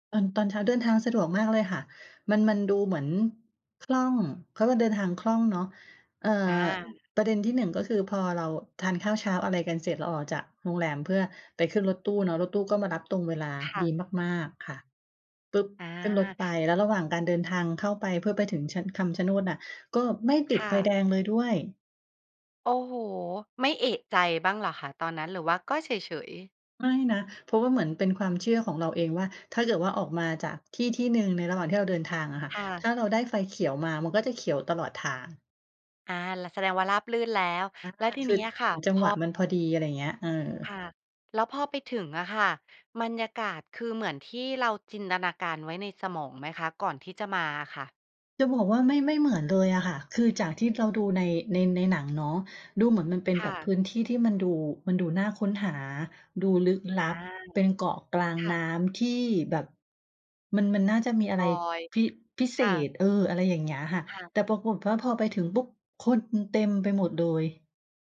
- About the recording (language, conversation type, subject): Thai, podcast, มีสถานที่ไหนที่มีความหมายทางจิตวิญญาณสำหรับคุณไหม?
- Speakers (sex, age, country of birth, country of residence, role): female, 35-39, Thailand, Thailand, host; female, 45-49, Thailand, Thailand, guest
- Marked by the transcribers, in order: "บรรยากาศ" said as "มันยากาศ"